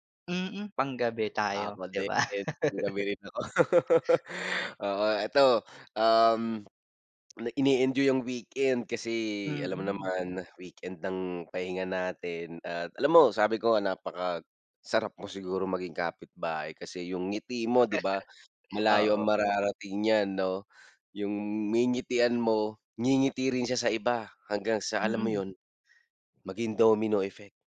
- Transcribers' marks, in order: laugh; swallow; other background noise; laugh; in English: "domino effect"
- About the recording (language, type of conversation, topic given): Filipino, unstructured, Paano mo pinananatili ang positibong pananaw sa buhay?